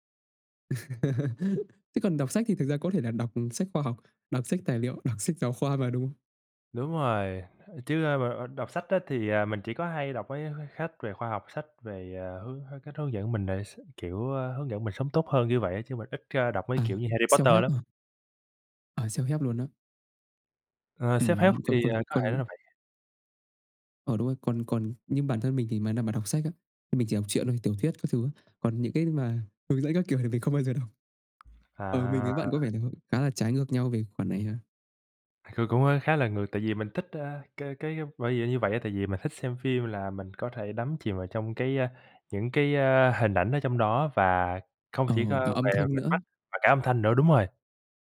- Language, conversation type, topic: Vietnamese, unstructured, Bạn thường dựa vào những yếu tố nào để chọn xem phim hay đọc sách?
- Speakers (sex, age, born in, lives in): male, 20-24, Vietnam, Vietnam; male, 25-29, Vietnam, United States
- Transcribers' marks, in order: laugh; in English: "self-help"; in English: "self-help"; in English: "sét hép"; "self-help" said as "sét hép"; tapping